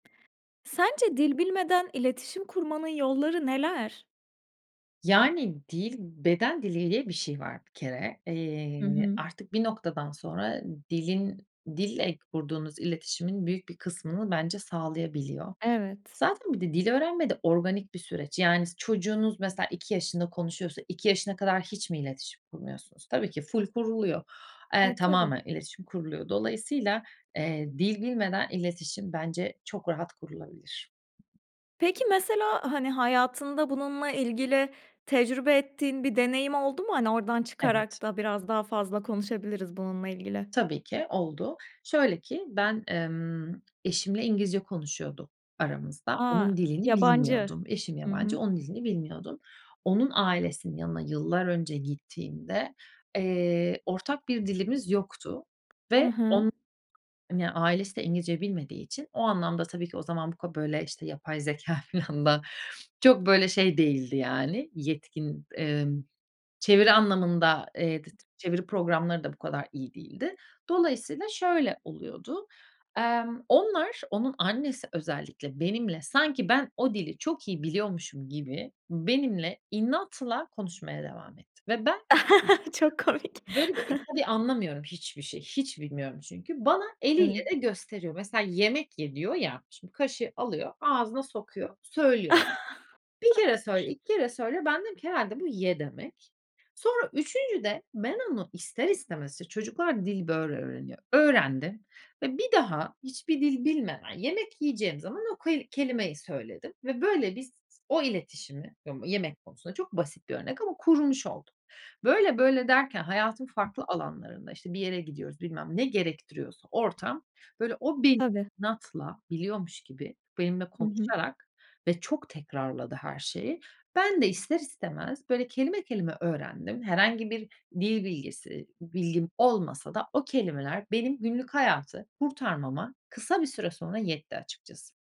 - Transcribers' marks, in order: other background noise; laughing while speaking: "filan da"; stressed: "inatla"; unintelligible speech; chuckle; chuckle; chuckle
- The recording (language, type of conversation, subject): Turkish, podcast, Dil bilmeden nasıl iletişim kurabiliriz?